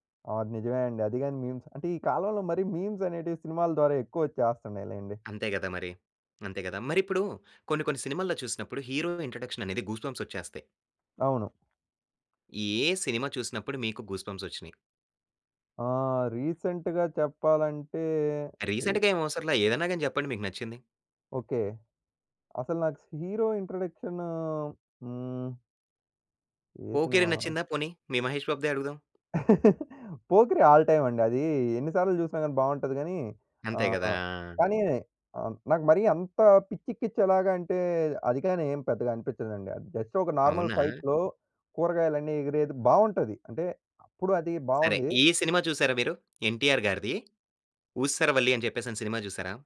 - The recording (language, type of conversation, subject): Telugu, podcast, సినిమాలు మన భావనలను ఎలా మార్చతాయి?
- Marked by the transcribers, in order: in English: "మీమ్స్"; in English: "మీమ్స్"; in English: "హీరో"; in English: "గూస్‌బంప్స్"; tapping; in English: "గూస్‌బంప్స్"; in English: "రీసెంట్‌గా"; in English: "రీసెంట్‌గా"; other background noise; in English: "హీరో"; chuckle; in English: "ఆల్"; in English: "జస్ట్"; in English: "నార్మల్ ఫైట్‌లో"